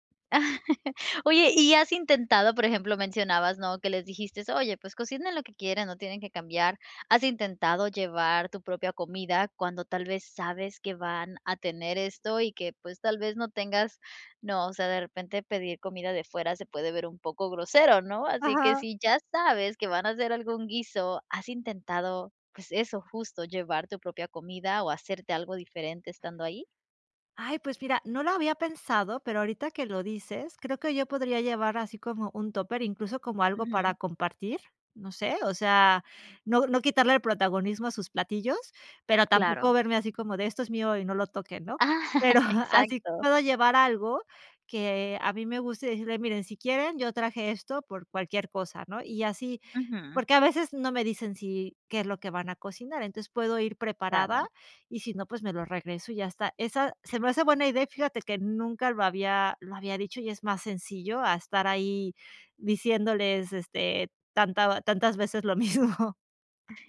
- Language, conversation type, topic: Spanish, advice, ¿Cómo puedo manejar la presión social cuando como fuera?
- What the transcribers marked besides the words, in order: laugh; laughing while speaking: "Ah"; laughing while speaking: "pero así"; laughing while speaking: "lo mismo"